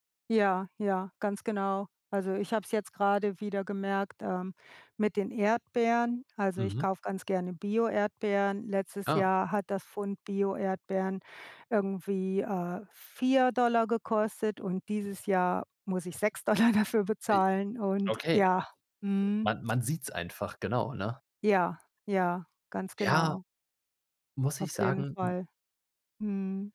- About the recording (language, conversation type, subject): German, unstructured, Was denkst du über die steigenden Preise im Alltag?
- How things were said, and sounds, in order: laughing while speaking: "sechs Dollar dafür"